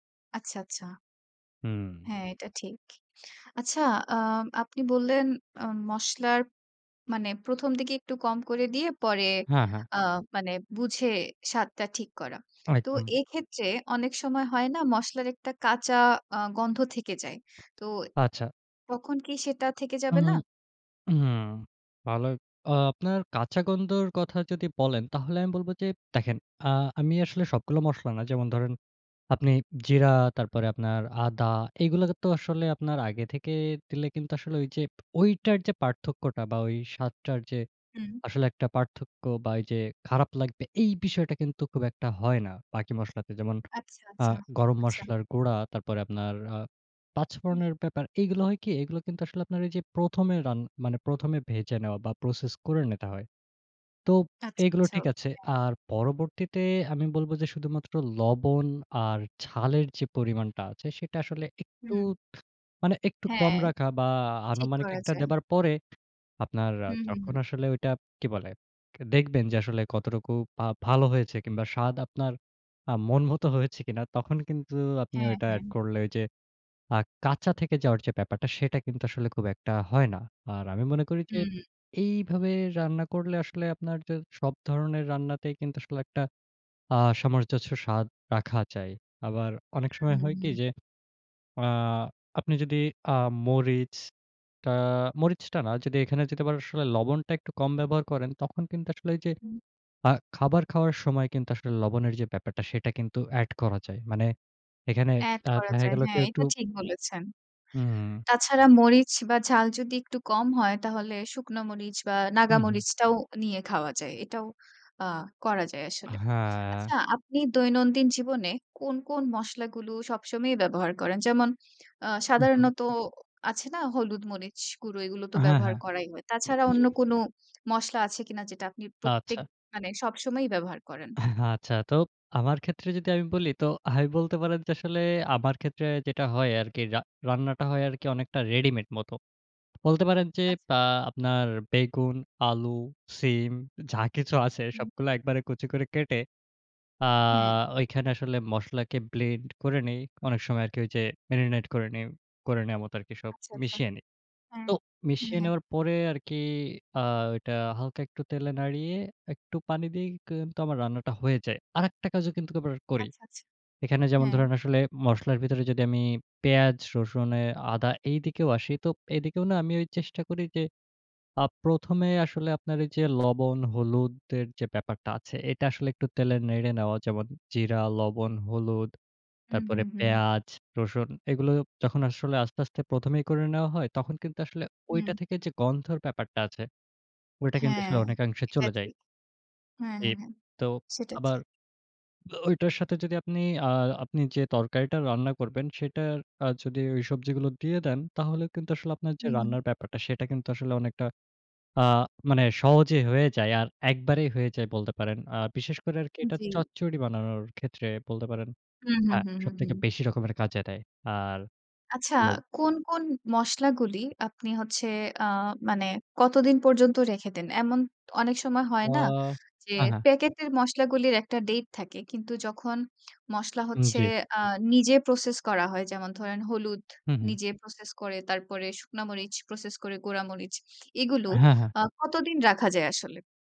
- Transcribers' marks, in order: other background noise; in English: "প্রসেস"; tapping; "সামঞ্জস্য" said as "সামরজস্ব"; drawn out: "মরিচটা"; scoff; in English: "marinate"; other noise
- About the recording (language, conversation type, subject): Bengali, podcast, মশলা ঠিকভাবে ব্যবহার করার সহজ উপায় কী?